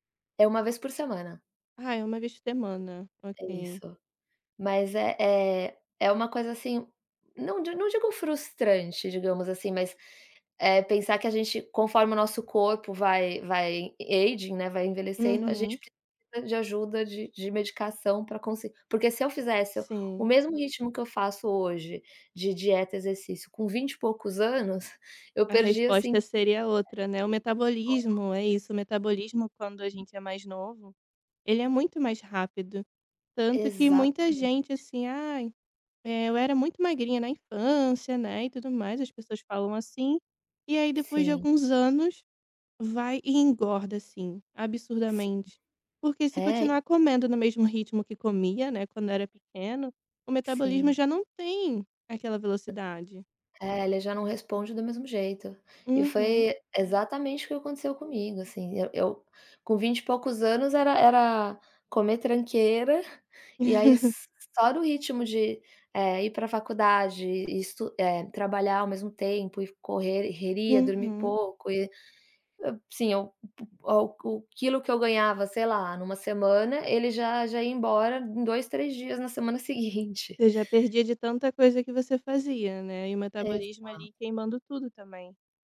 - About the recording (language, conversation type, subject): Portuguese, advice, Como você tem se adaptado às mudanças na sua saúde ou no seu corpo?
- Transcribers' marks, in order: in English: "aging"; unintelligible speech; other noise; laugh